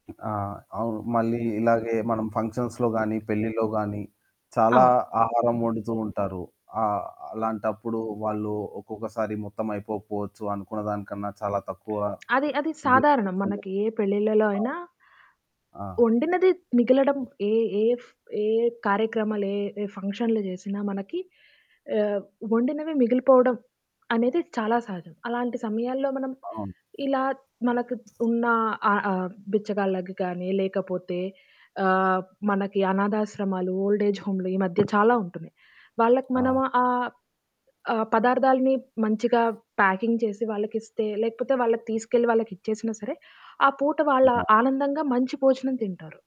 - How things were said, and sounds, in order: static; background speech; in English: "ఫంక్షన్స్‌లో"; distorted speech; other background noise; in English: "ఓల్డ్ ఏజ్"; in English: "ప్యాకింగ్"
- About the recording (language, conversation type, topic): Telugu, podcast, ఆహార వృథాను తగ్గించేందుకు మీరు సాధారణంగా ఏమేమి చేస్తారు?